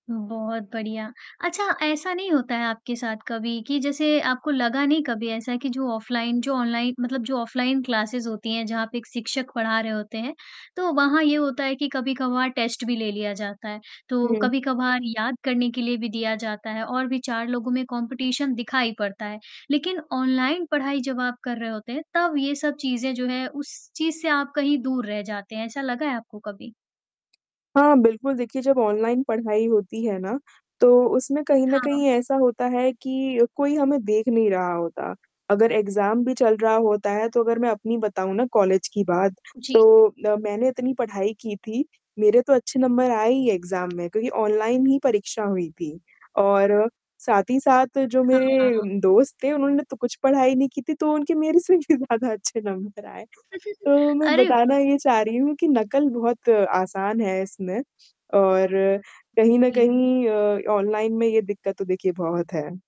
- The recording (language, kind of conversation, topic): Hindi, podcast, ऑनलाइन पढ़ाई ने आपके सीखने के तरीके को कैसे बदला?
- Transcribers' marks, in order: static; in English: "क्लासेज"; in English: "टेस्ट"; in English: "कॉम्पिटिशन"; tapping; in English: "एग्ज़ाम"; in English: "एग्ज़ाम"; distorted speech; laughing while speaking: "मेरे से भी ज़्यादा अच्छे नंबर आए"; chuckle